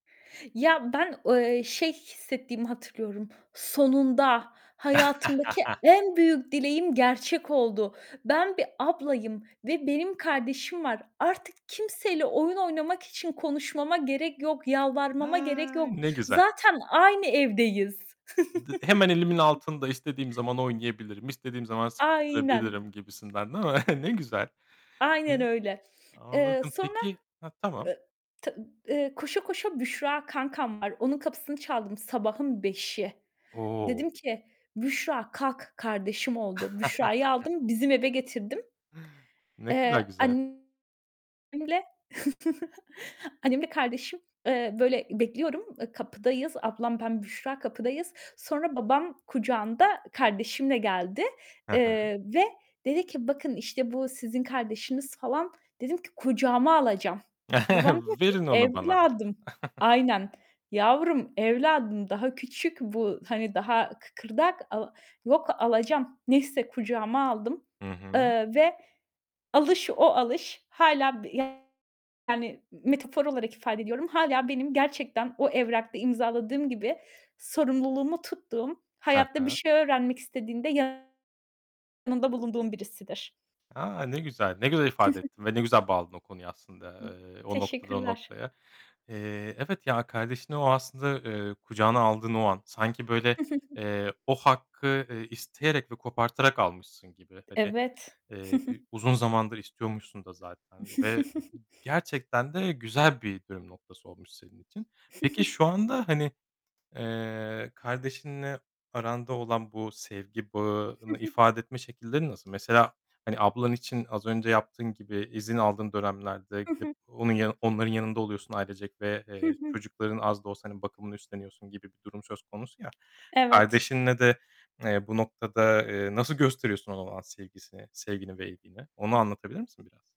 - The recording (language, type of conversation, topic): Turkish, podcast, Ailenizde sevgiyi nasıl gösteriyorsunuz?
- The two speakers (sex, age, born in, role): female, 30-34, Turkey, guest; male, 35-39, Turkey, host
- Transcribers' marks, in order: tapping; laugh; other background noise; drawn out: "A"; chuckle; stressed: "Aynen"; distorted speech; chuckle; unintelligible speech; laugh; static; chuckle; chuckle; chuckle; chuckle; chuckle; chuckle; chuckle; other noise; chuckle